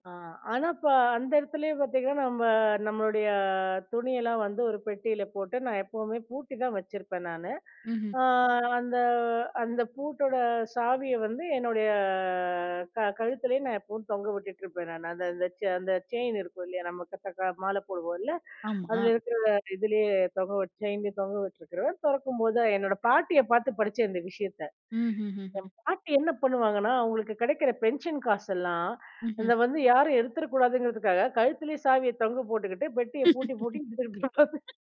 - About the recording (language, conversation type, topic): Tamil, podcast, பகிர்ந்து இருக்கும் அறையில் தனிமையை எப்படி பெறலாம்?
- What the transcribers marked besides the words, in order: drawn out: "என்னுடைய"; unintelligible speech; other background noise; laugh; unintelligible speech